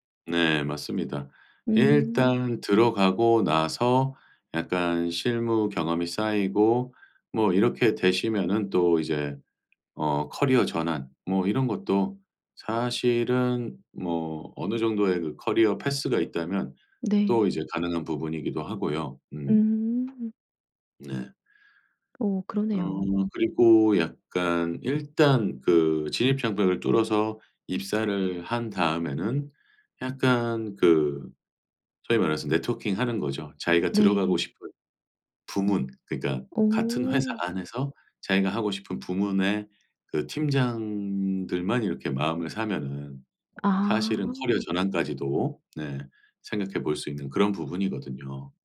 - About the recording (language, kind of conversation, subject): Korean, podcast, 학위 없이 배움만으로 커리어를 바꿀 수 있을까요?
- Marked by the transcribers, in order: in English: "커리어"